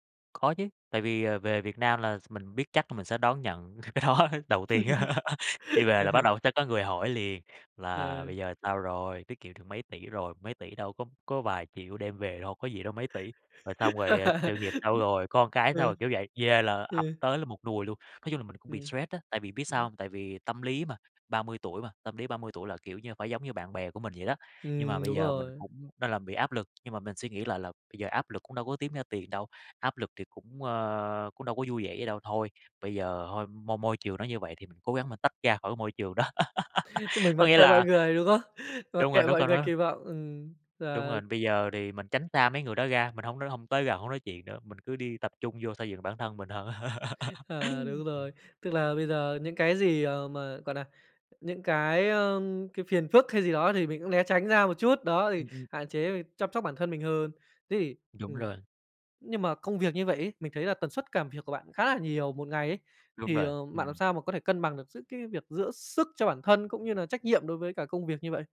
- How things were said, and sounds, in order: tapping; laughing while speaking: "cái đó"; laugh; laugh; other background noise; "kiếm" said as "tiếm"; laughing while speaking: "đó"; laugh; laugh; unintelligible speech
- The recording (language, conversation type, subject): Vietnamese, podcast, Bạn chăm sóc bản thân như thế nào khi mọi thứ đang thay đổi?